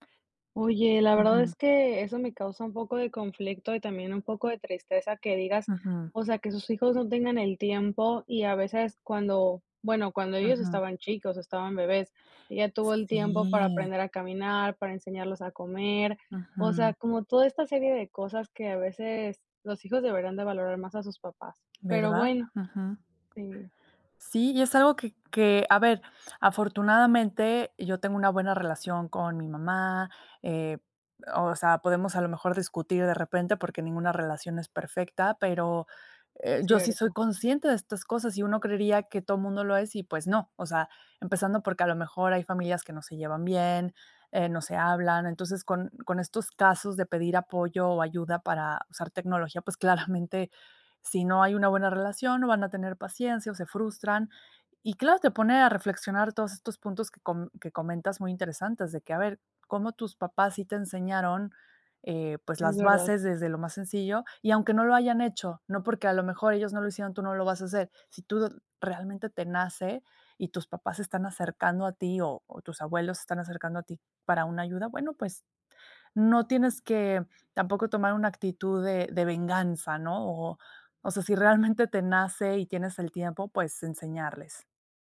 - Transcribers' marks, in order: chuckle
- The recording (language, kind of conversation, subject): Spanish, podcast, ¿Cómo enseñar a los mayores a usar tecnología básica?